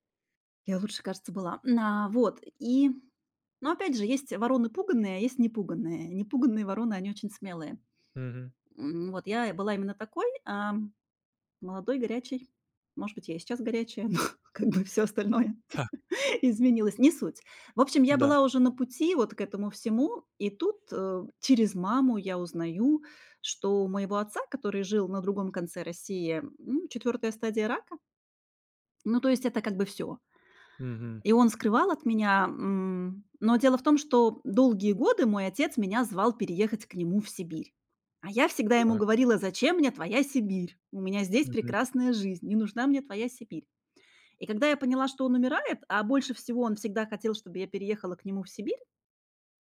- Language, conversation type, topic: Russian, podcast, Какой маленький шаг изменил твою жизнь?
- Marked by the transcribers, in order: laughing while speaking: "но"; laugh; tapping